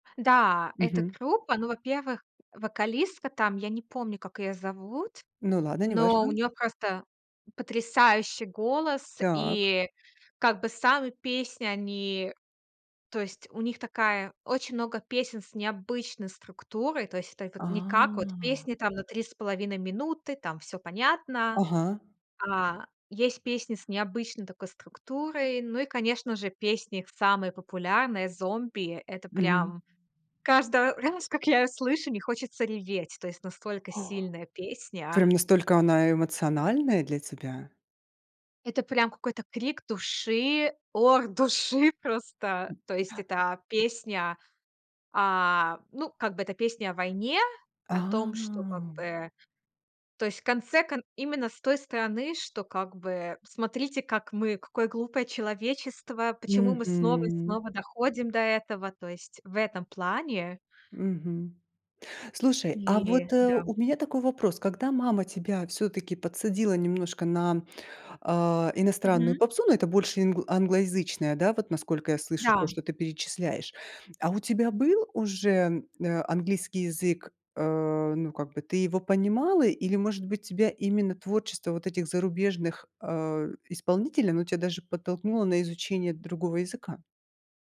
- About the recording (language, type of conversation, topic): Russian, podcast, Как меняются твои музыкальные вкусы с возрастом?
- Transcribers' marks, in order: tapping; other background noise; drawn out: "А"; laughing while speaking: "души"; other noise; drawn out: "А"